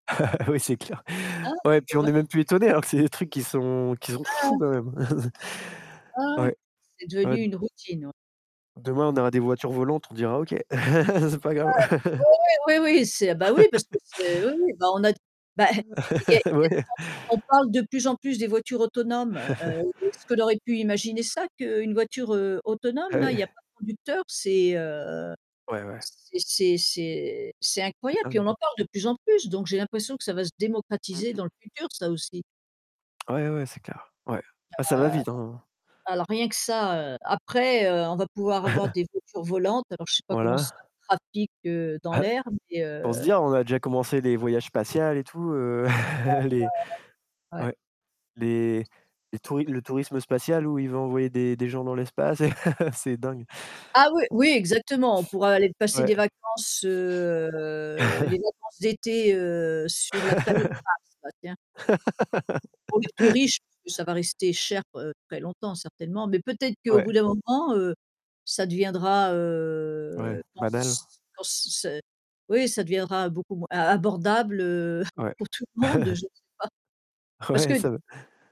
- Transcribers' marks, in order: laugh; static; distorted speech; stressed: "fous"; chuckle; unintelligible speech; chuckle; laugh; chuckle; unintelligible speech; chuckle; tapping; chuckle; other background noise; unintelligible speech; chuckle; chuckle; drawn out: "heu"; chuckle; laugh; drawn out: "heu"; chuckle
- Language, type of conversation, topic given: French, unstructured, Quelles activités te permettent de te sentir mieux ?